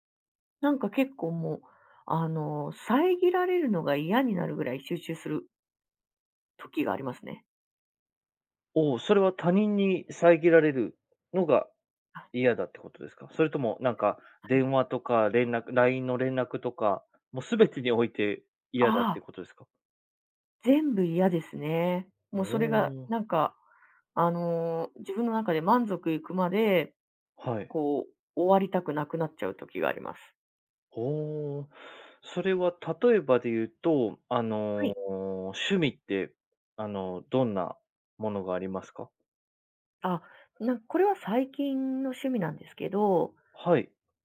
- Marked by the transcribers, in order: none
- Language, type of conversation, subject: Japanese, podcast, 趣味に没頭して「ゾーン」に入ったと感じる瞬間は、どんな感覚ですか？